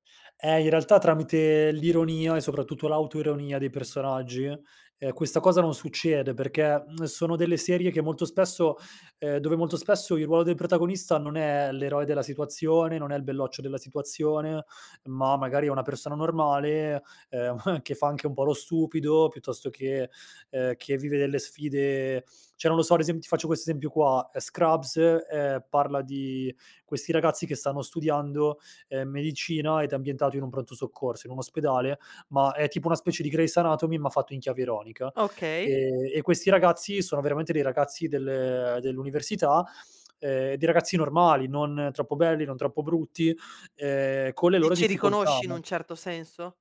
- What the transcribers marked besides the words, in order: chuckle; "cioè" said as "ceh"
- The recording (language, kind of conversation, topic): Italian, podcast, Quale ruolo ha l’onestà verso te stesso?